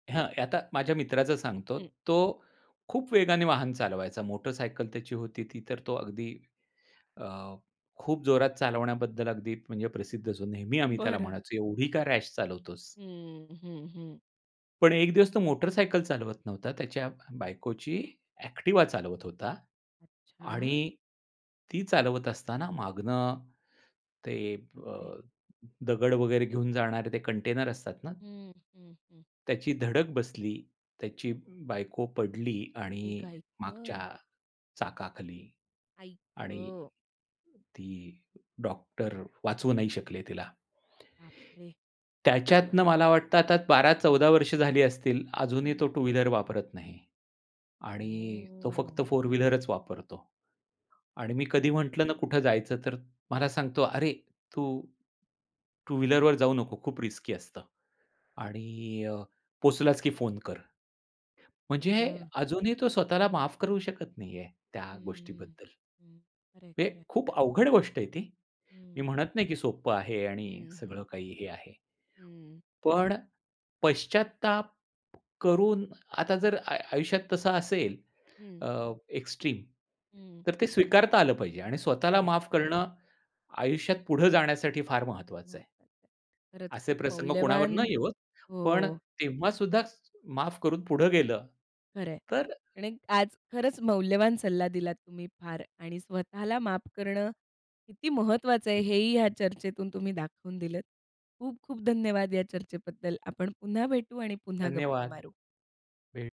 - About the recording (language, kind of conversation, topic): Marathi, podcast, तणावात स्वतःशी दयाळूपणा कसा राखता?
- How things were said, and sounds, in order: other noise; in English: "रॅश"; in English: "कंटेनर"; sad: "ए गं आई गं!"; sad: "आई गं!"; other background noise; tapping; in English: "रिस्की"; in English: "एक्सट्रीम"